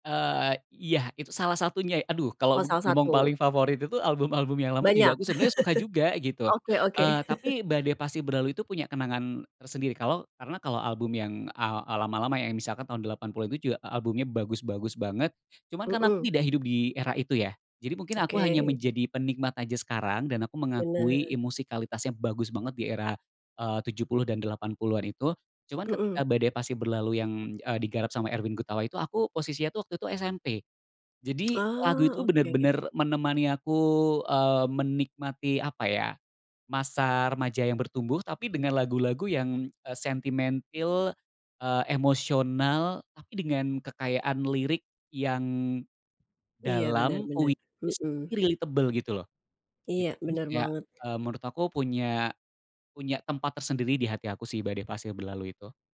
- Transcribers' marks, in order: chuckle; tapping; other background noise; in English: "relatable"
- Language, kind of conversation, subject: Indonesian, podcast, Siapa musisi yang pernah mengubah cara kamu mendengarkan musik?